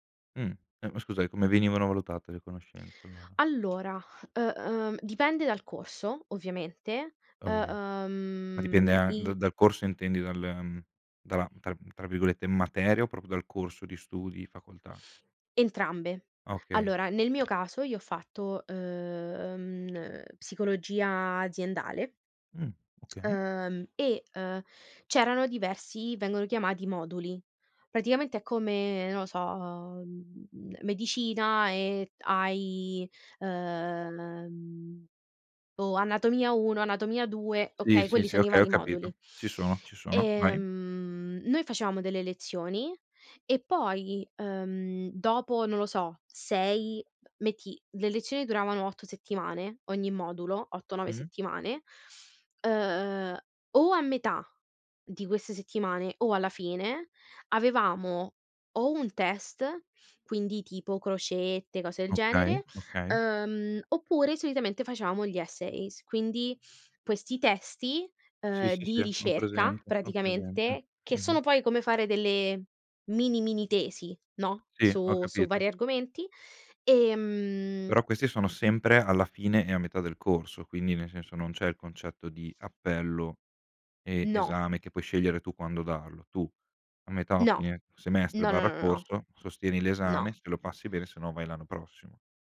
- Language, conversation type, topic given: Italian, unstructured, Credi che la scuola sia uguale per tutti gli studenti?
- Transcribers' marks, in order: tapping; other background noise; in English: "essays"